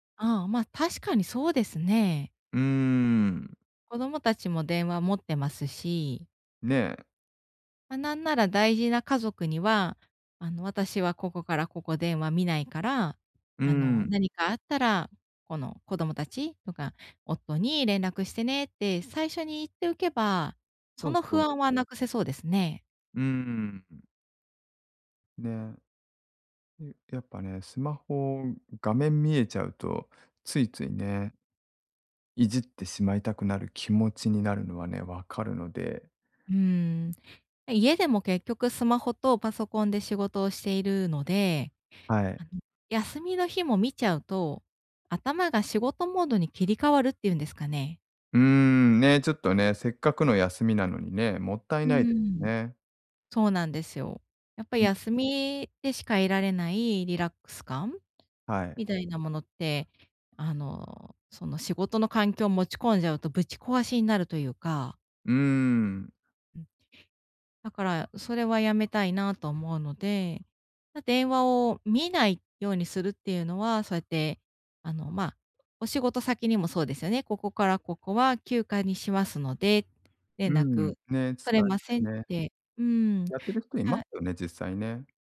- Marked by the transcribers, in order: tapping
- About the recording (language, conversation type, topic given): Japanese, advice, 休暇中に本当にリラックスするにはどうすればいいですか？